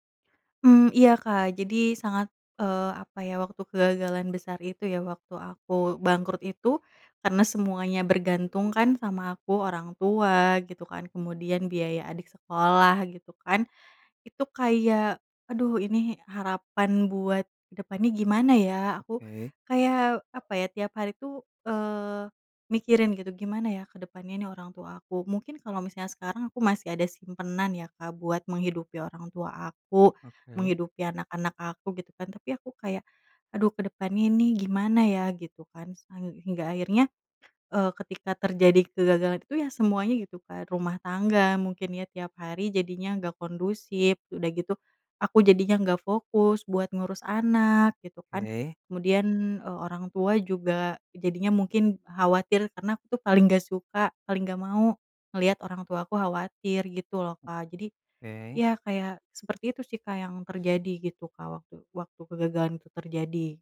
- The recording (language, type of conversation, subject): Indonesian, advice, Bagaimana cara mengatasi trauma setelah kegagalan besar yang membuat Anda takut mencoba lagi?
- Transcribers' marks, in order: other background noise